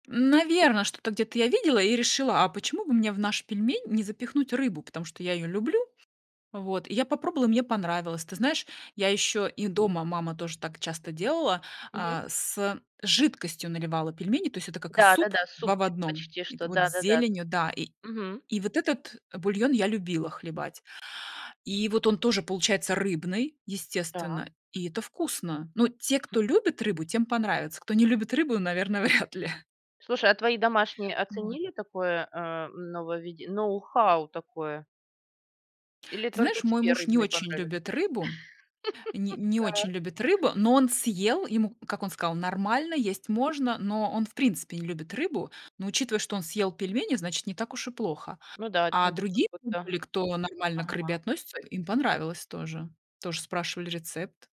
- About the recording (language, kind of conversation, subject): Russian, podcast, Как сохранить семейные кулинарные традиции, чтобы они не забылись?
- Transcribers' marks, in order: other background noise; other noise; laughing while speaking: "вряд ли"; laugh; unintelligible speech